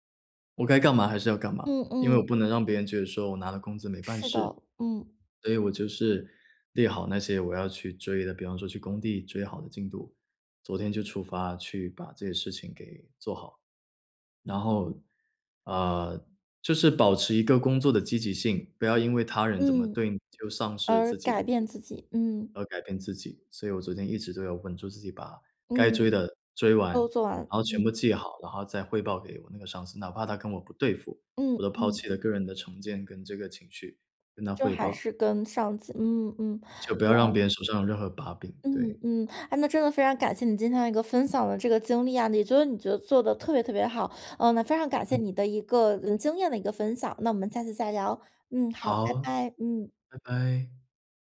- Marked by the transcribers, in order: tapping
- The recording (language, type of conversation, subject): Chinese, podcast, 团队里出现分歧时你会怎么处理？